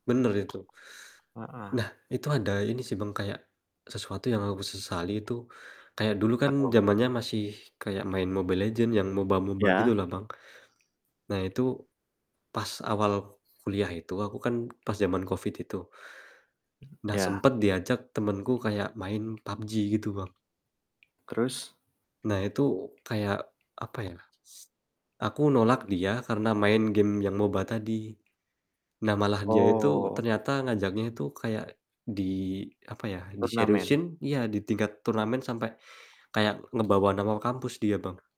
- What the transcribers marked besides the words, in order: static; distorted speech; tapping
- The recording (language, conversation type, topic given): Indonesian, unstructured, Apa kenangan paling berkesan yang kamu punya dari hobimu?